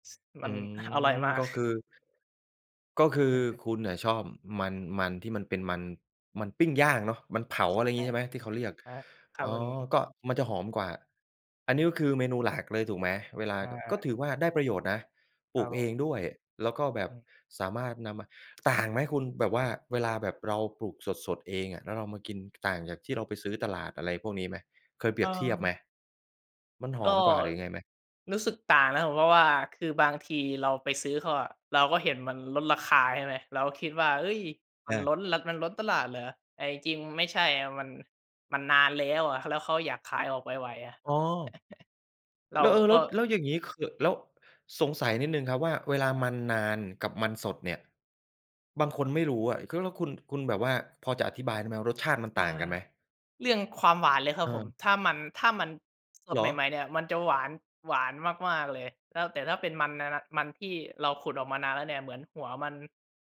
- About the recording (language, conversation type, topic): Thai, podcast, ทำอย่างไรให้กินผักและผลไม้เป็นประจำ?
- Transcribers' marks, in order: other background noise; tapping; chuckle